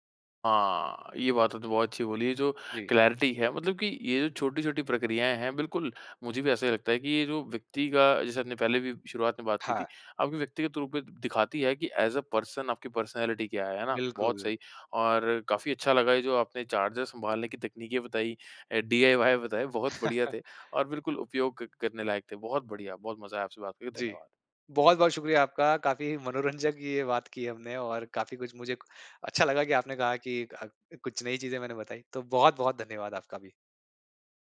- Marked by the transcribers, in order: in English: "क्लैरिटी"; in English: "एज़ ए पर्सन"; in English: "पर्सनैलिटी"; tapping; chuckle
- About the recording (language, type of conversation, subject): Hindi, podcast, चार्जर और केबलों को सुरक्षित और व्यवस्थित तरीके से कैसे संभालें?